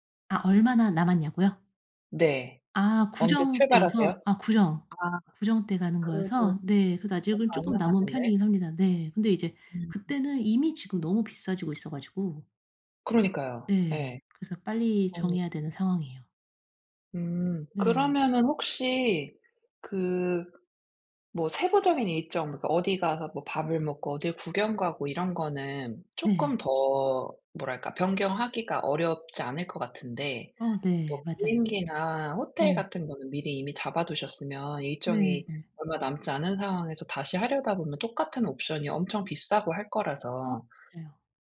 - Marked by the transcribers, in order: other background noise
- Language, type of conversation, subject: Korean, advice, 여행 일정이 변경됐을 때 스트레스를 어떻게 줄일 수 있나요?